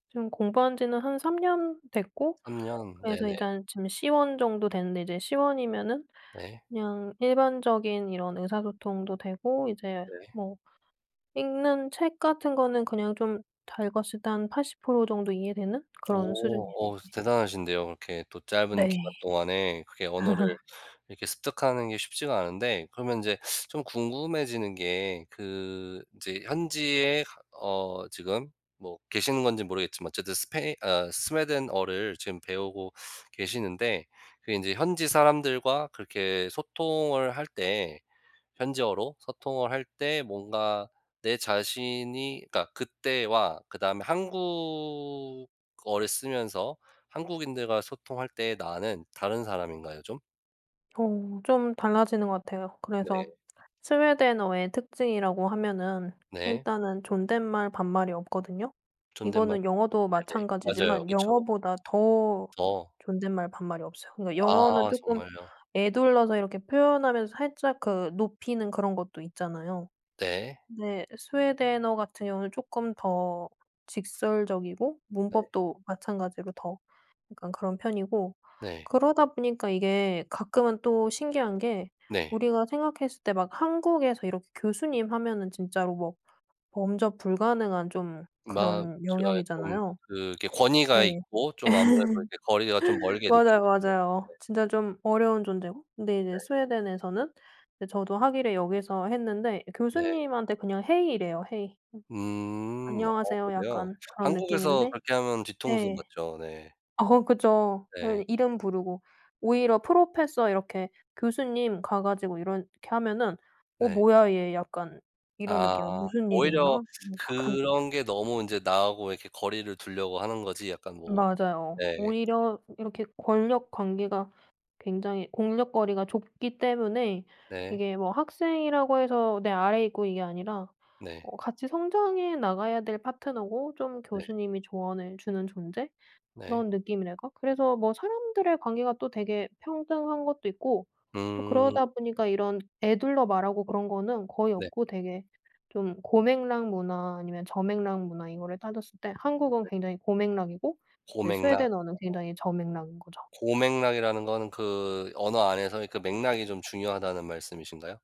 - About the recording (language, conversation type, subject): Korean, podcast, 언어가 정체성에 어떤 영향을 미쳤나요?
- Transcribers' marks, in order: other background noise; laugh; tapping; laugh; in English: "hey"; in English: "hey"; laughing while speaking: "어"; in English: "프로페서"; laughing while speaking: "약간"